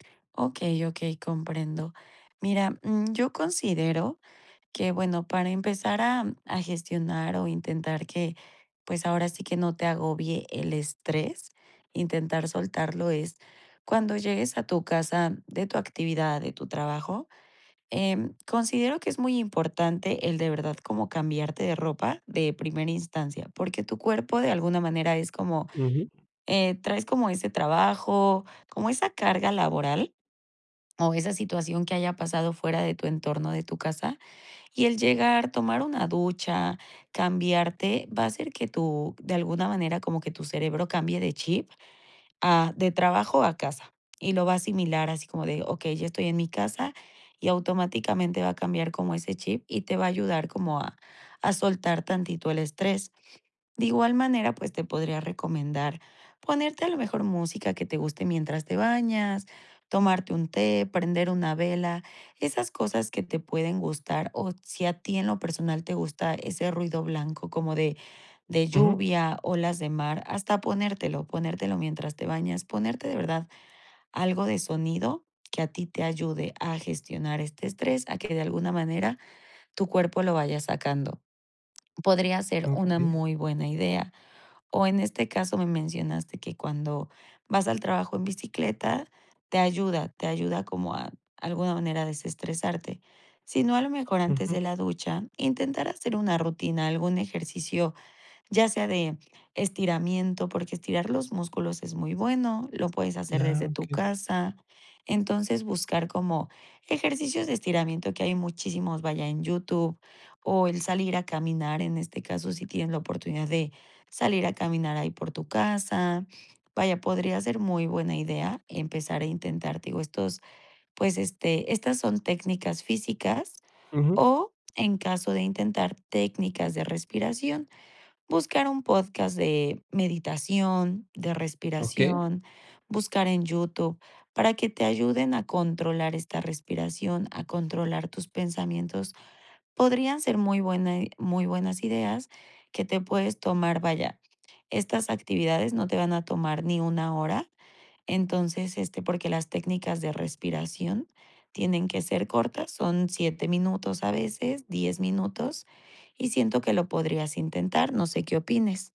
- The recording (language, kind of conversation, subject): Spanish, advice, ¿Cómo puedo soltar la tensión después de un día estresante?
- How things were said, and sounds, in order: other background noise